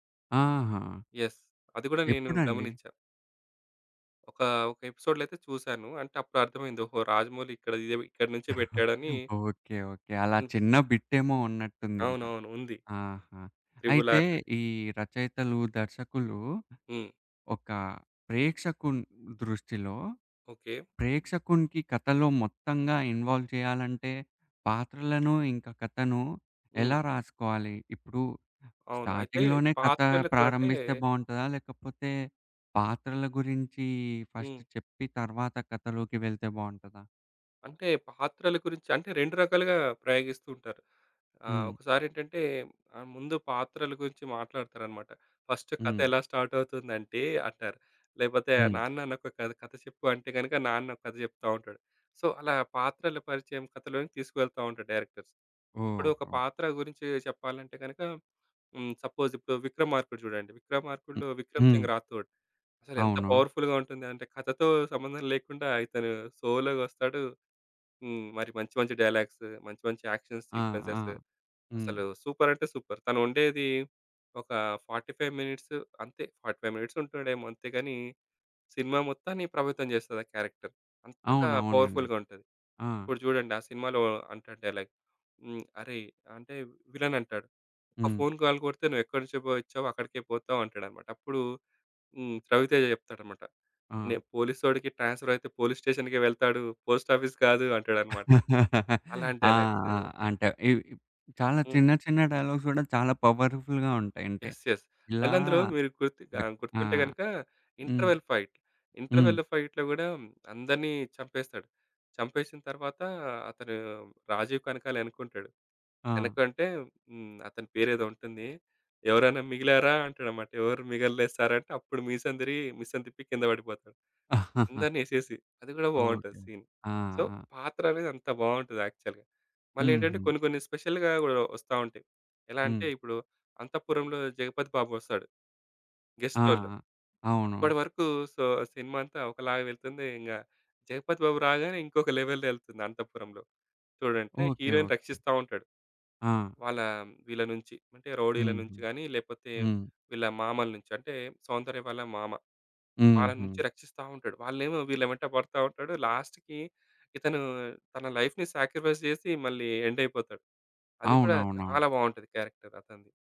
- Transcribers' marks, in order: in English: "యస్"; in English: "ఎపిసోడ్‌లో"; chuckle; tapping; in English: "ఇన్వాల్వ్"; in English: "స్టార్టింగ్‌లోనే"; in English: "ఫస్ట్"; in English: "ఫస్ట్"; in English: "స్టార్ట్"; in English: "సో"; in English: "డైరెక్టర్స్"; in English: "సపోజ్"; in English: "పవర్‌ఫుల్‌గా"; in English: "డైలాగ్స్"; in English: "యాక్షన్స్ సీక్వెన్సెస్"; in English: "సూపర్"; in English: "ఫార్టీ ఫైవ్ మినిట్స్"; in English: "ఫార్టీ ఫైవ్ మినిట్స్"; in English: "క్యారెక్టర్"; in English: "పవర్‌ఫుల్‌గా"; in English: "డైలాగ్"; in English: "ఫోన్ కాల్"; laugh; in English: "డైలాగ్స్"; in English: "డైలాగ్స్"; in English: "పవర్‌ఫుల్‌గా"; in English: "యెస్. యెస్"; other background noise; in English: "ఇంటర్వెల్ ఫైట్. ఇంటర్వెల్‌లో ఫైట్‌లో"; chuckle; in English: "సీన్. సో"; in English: "యాక్చువల్‌గా"; in English: "స్పెషల్‌గా"; in English: "గెస్ట్ రోలో"; in English: "సో"; in English: "లెవెల్"; in English: "రౌడీల"; in English: "లాస్ట్‌కి"; in English: "లైఫ్‌ని సాక్రిఫైస్"; in English: "ఎండ్"; in English: "క్యారెక్టర్"
- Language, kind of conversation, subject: Telugu, podcast, పాత్రలేనా కథనమా — మీకు ఎక్కువగా హృదయాన్ని తాకేది ఏది?